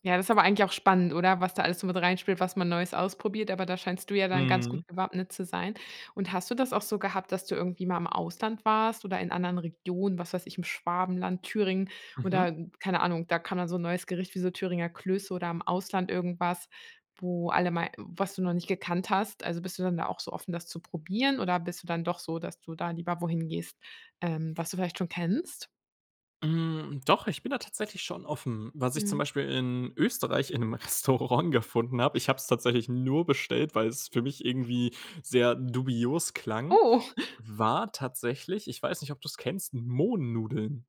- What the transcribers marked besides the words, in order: other noise; other background noise; laughing while speaking: "Restaurant"; stressed: "nur"; surprised: "Oh"; giggle
- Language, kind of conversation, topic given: German, podcast, Wie gehst du vor, wenn du neue Gerichte probierst?